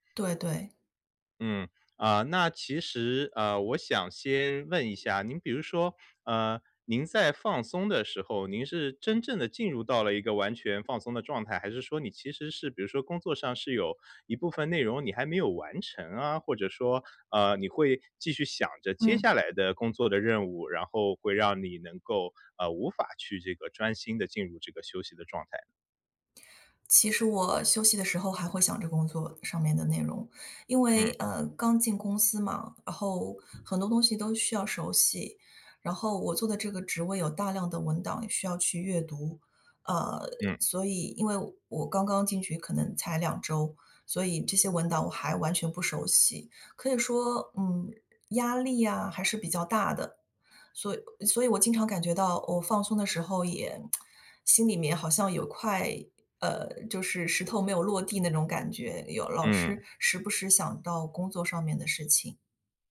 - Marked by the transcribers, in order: tsk
- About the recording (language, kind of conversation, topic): Chinese, advice, 放松时总感到内疚怎么办？